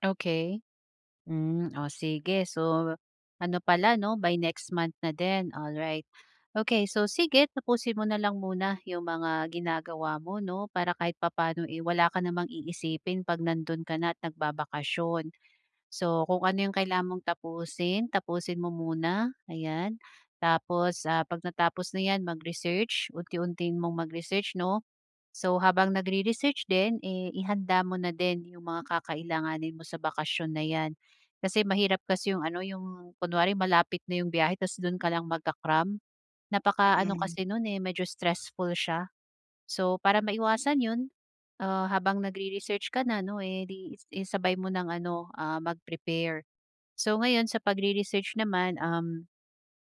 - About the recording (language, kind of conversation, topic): Filipino, advice, Paano ako makakapag-explore ng bagong lugar nang may kumpiyansa?
- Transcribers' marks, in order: none